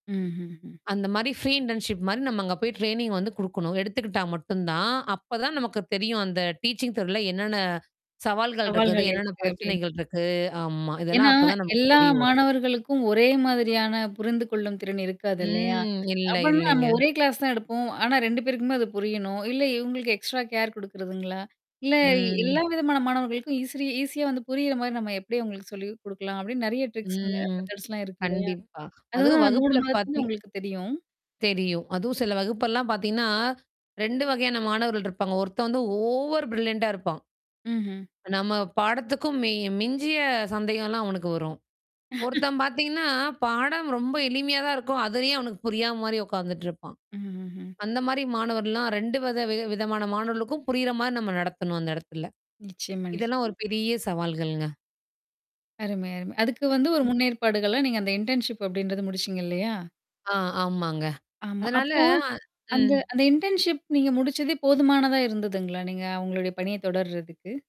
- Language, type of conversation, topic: Tamil, podcast, இந்தத் துறையில் புதிதாக தொடங்குபவர்களுக்கு நீங்கள் என்ன ஆலோசனைகள் சொல்லுவீர்கள்?
- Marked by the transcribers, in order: in English: "ஃப்ரீ இன்டர்ன்ஷிப்"; in English: "ட்ரெய்னிங்"; in English: "டீச்சிங்"; distorted speech; other background noise; in English: "கிளாஸ்"; in English: "எக்ஸ்ட்ரா கேர்"; drawn out: "ம்"; in English: "ஈஸியா"; drawn out: "ம்"; in English: "ட்ரிக்ஸ் மெதர்ட்ஸ்லாம்"; tapping; in English: "ஓவர் பரில்லண்டா"; chuckle; in English: "இன்டர்ன்ஷிப்"; in English: "இன்டர்ன்ஷிப்"